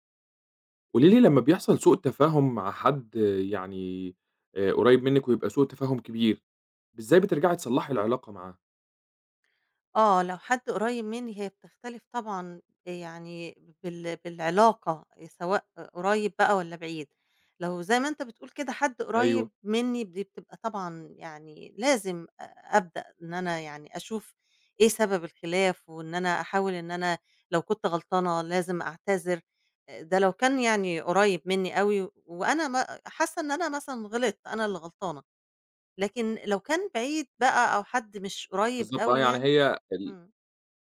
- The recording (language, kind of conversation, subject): Arabic, podcast, إزاي أصلّح علاقتي بعد سوء تفاهم كبير؟
- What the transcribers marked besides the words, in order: none